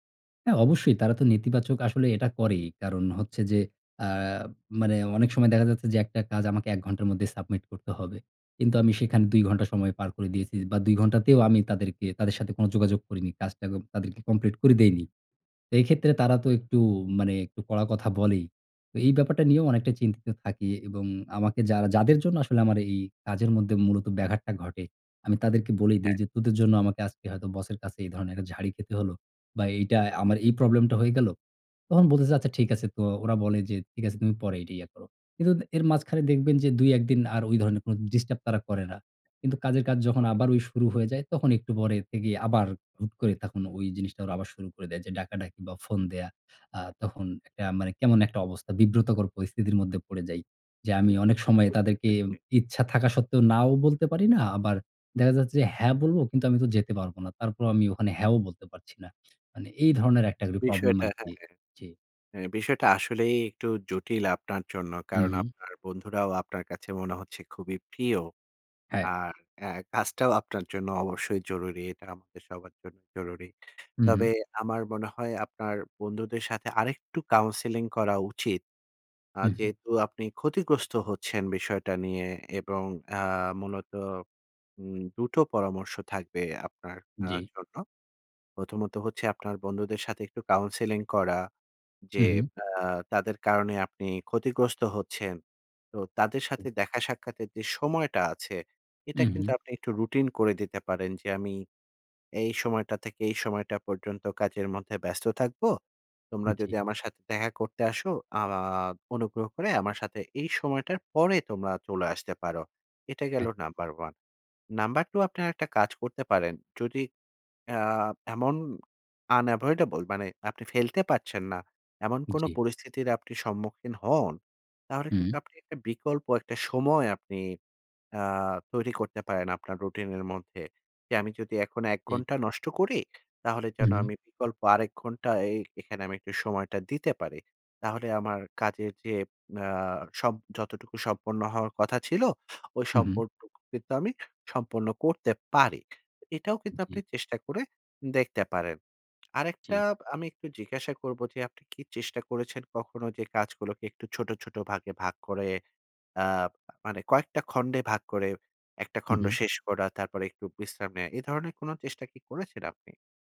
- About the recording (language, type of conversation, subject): Bengali, advice, কাজ বারবার পিছিয়ে রাখা
- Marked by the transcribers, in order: in English: "unavoidable"